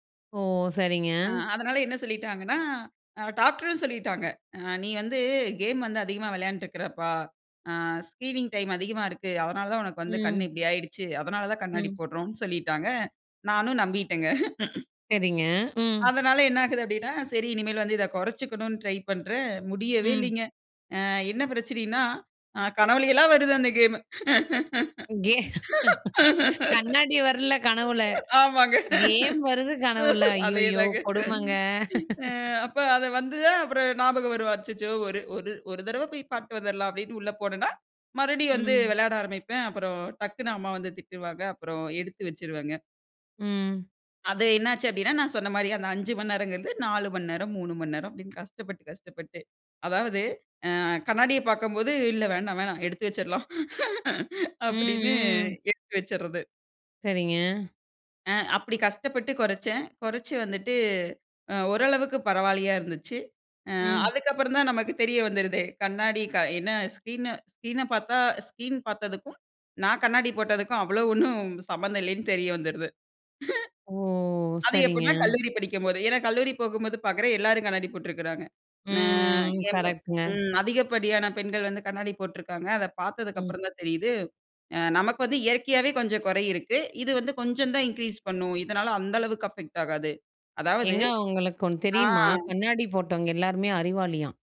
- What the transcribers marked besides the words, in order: laugh; laugh; laughing while speaking: "கண்ணாடி வர்ல கனவுல. கேம் வருது கனவுல? ஐயய்யோ கொடுமங்க"; laugh; laughing while speaking: "ஆமாங்க. அதேதாங்க"; laugh; "வேண்டாம்" said as "வேணா"; laugh; chuckle; drawn out: "ம்"; in English: "இன்கிரீஸ்"; in English: "அஃபெக்ட்"
- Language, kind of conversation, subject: Tamil, podcast, நீங்கள் தினசரி திரை நேரத்தை எப்படிக் கட்டுப்படுத்திக் கொள்கிறீர்கள்?